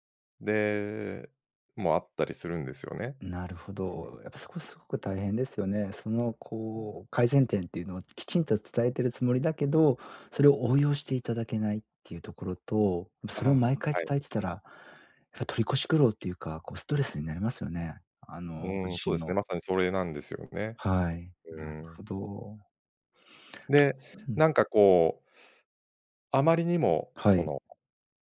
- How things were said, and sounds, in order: other background noise; other noise
- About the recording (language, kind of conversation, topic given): Japanese, advice, 仕事で同僚に改善点のフィードバックをどのように伝えればよいですか？